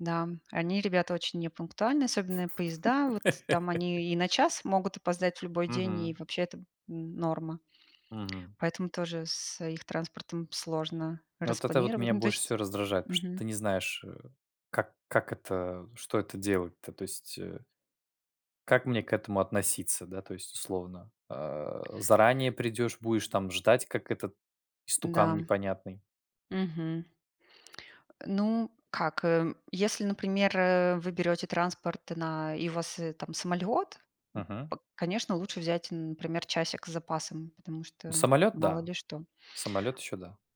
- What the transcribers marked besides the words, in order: laugh
- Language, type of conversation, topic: Russian, unstructured, Какие технологии помогают вам в организации времени?